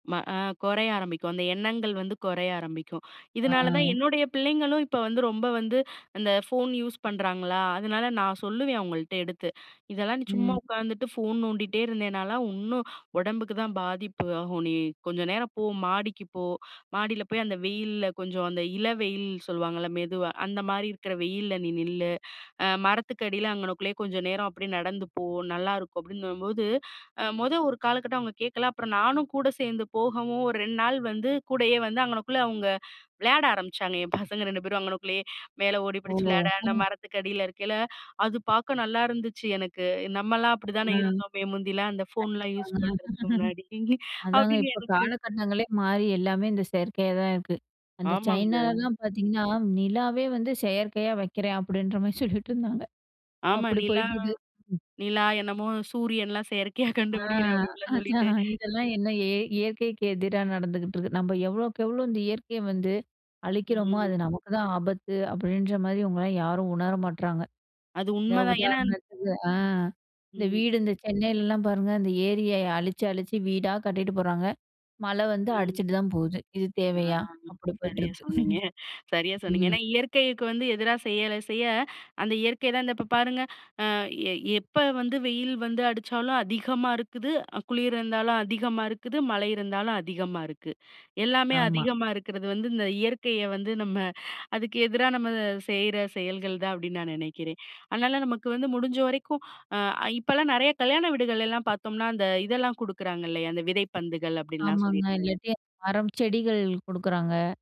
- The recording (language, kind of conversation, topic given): Tamil, podcast, நீங்கள் இயற்கையோடு மீண்டும் நெருக்கமாக சேர்வதற்காக எளிதாக செய்யக்கூடிய ஒன்று என்ன?
- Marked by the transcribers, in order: inhale; inhale; inhale; inhale; inhale; inhale; inhale; inhale; inhale; inhale; joyful: "அது பாக்க நல்லாருந்துச்சு எனக்கு! நம்மல்லாம் அப்படிதானே இருந்தோமே முந்திலாம்"; laugh; laughing while speaking: "முன்னாடி அப்படின்னு எனக்கு"; surprised: "நிலாவே வந்து செயற்கையா வக்கிறேன் அப்படின்ற மாரி"; laughing while speaking: "சொல்லிட்டு இருந்தாங்க"; laughing while speaking: "அதான்"; inhale; inhale; chuckle; inhale; inhale; inhale; inhale